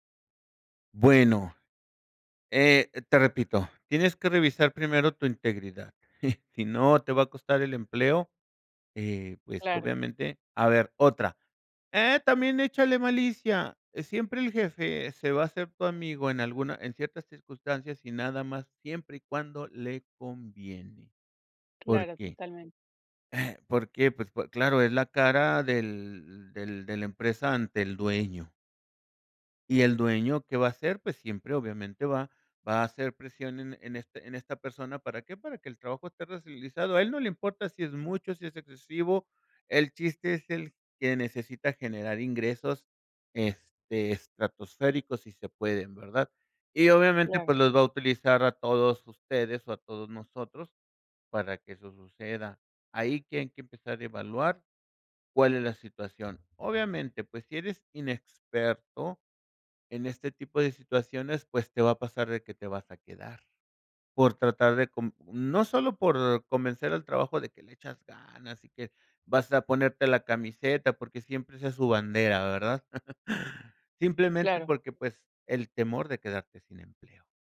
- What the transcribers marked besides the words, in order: chuckle; other background noise; other noise; chuckle
- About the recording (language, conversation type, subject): Spanish, podcast, ¿Cómo decides cuándo decir “no” en el trabajo?